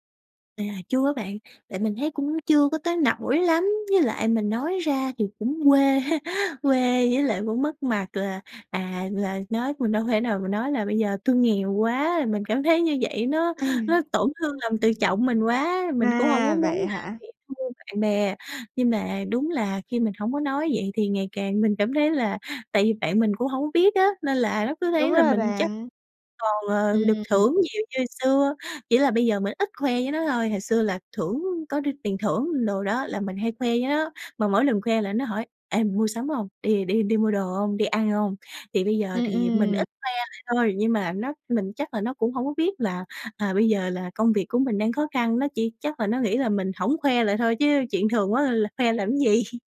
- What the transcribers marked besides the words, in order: tapping; chuckle; other background noise; laughing while speaking: "gì"
- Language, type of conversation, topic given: Vietnamese, advice, Bạn làm gì khi cảm thấy bị áp lực phải mua sắm theo xu hướng và theo mọi người xung quanh?